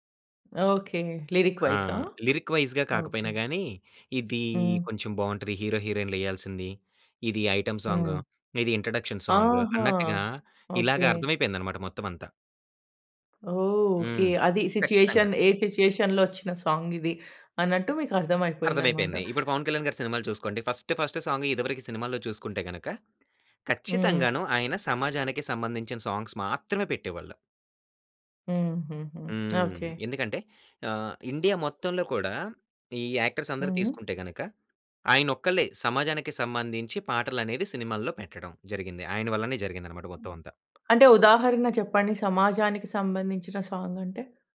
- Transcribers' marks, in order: in English: "లిరిక్"; in English: "లిరిక్ వైస్‌గా"; in English: "ఐటెమ్ సాంగ్"; in English: "ఇన్ట్రోడక్షన్ సాంగ్"; in English: "సిట్యుయేషన్"; in English: "సిట్యుయేషన్‌లో"; in English: "సాంగ్"; in English: "ఫస్ట్, ఫస్ట్"; in English: "సాంగ్స్"; in English: "యాక్టర్స్"; tapping; in English: "సాంగ్"
- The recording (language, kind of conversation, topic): Telugu, podcast, మీకు గుర్తున్న మొదటి సంగీత జ్ఞాపకం ఏది, అది మీపై ఎలా ప్రభావం చూపింది?
- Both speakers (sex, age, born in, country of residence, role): female, 30-34, India, India, host; male, 25-29, India, Finland, guest